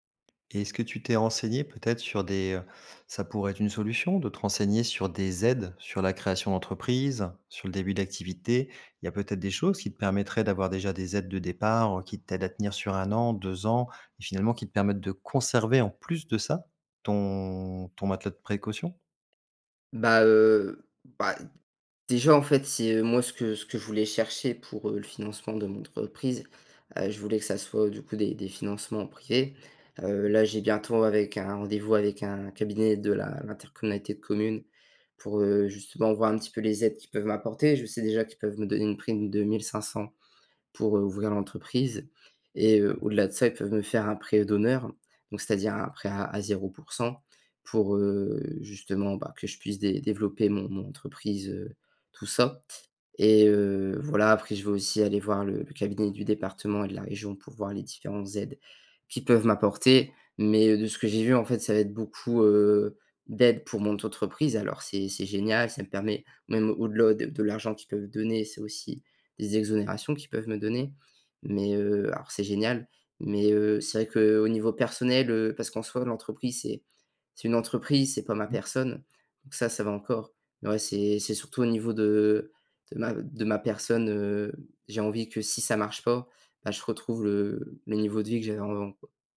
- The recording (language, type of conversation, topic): French, advice, Comment gérer la peur d’un avenir financier instable ?
- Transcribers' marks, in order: tapping; stressed: "aides"; other background noise; unintelligible speech; "avant" said as "envant"